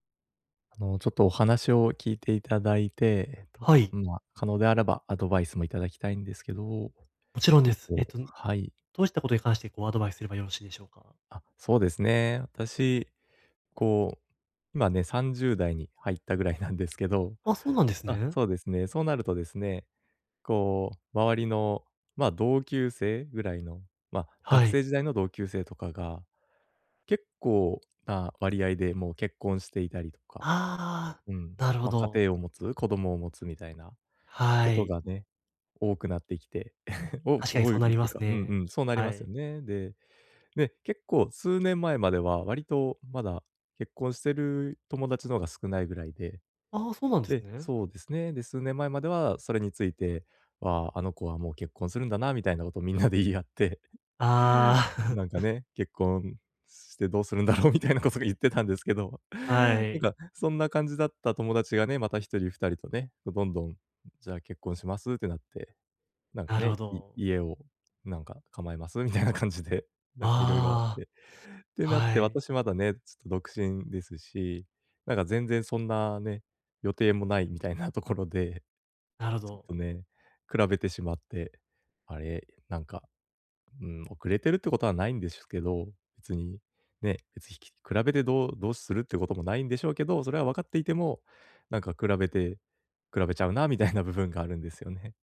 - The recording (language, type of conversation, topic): Japanese, advice, 周囲と比べて進路の決断を急いでしまうとき、どうすればいいですか？
- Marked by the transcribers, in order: laugh; laughing while speaking: "みんなで言い合って"; other noise; laughing while speaking: "結婚してどうするんだ … たんですけど"; laugh; laughing while speaking: "みたいな感じで"; "です" said as "でしゅ"